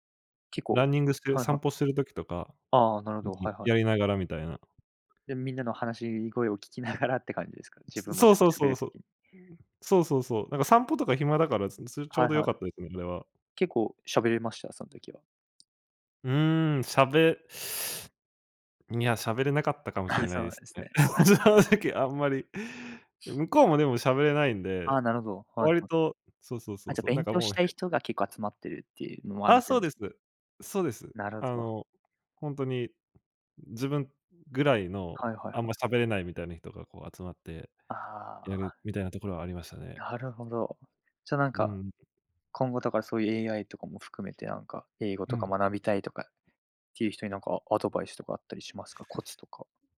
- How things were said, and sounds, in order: unintelligible speech; tapping; unintelligible speech; laughing while speaking: "正直あんまり"; unintelligible speech
- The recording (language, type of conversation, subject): Japanese, podcast, 自分なりの勉強法はありますか？